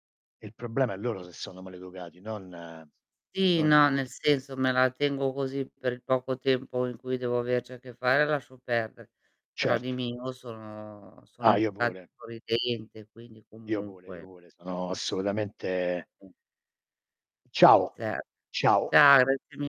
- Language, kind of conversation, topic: Italian, unstructured, Che cosa ti fa sentire più connesso alle persone intorno a te?
- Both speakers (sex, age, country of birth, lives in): female, 55-59, Italy, Italy; male, 60-64, Italy, United States
- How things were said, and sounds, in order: tapping; distorted speech